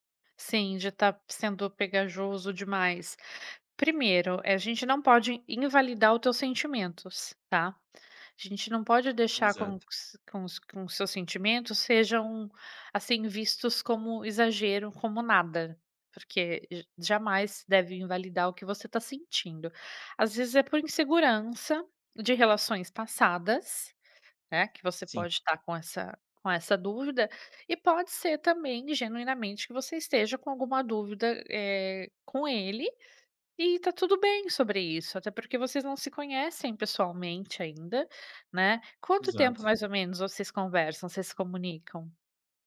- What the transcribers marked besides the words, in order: none
- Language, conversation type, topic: Portuguese, advice, Como você lida com a falta de proximidade em um relacionamento à distância?